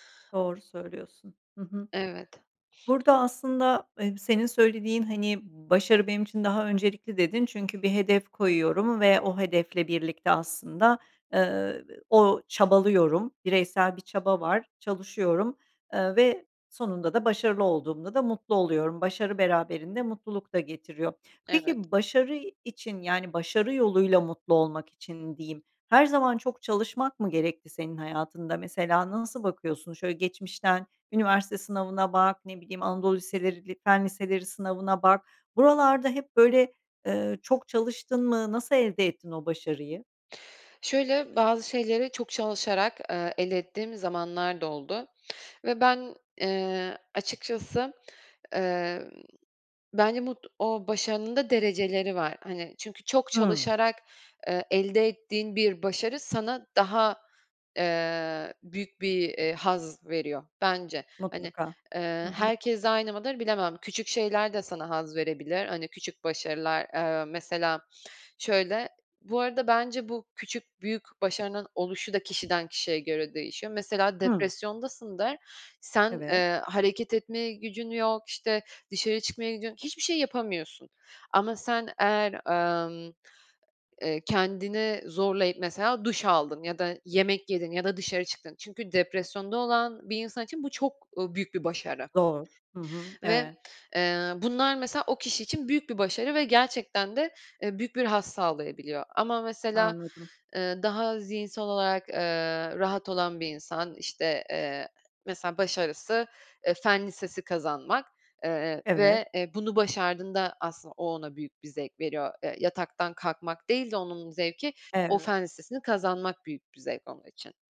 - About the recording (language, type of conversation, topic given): Turkish, podcast, Senin için mutlu olmak mı yoksa başarılı olmak mı daha önemli?
- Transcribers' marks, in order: tapping; other noise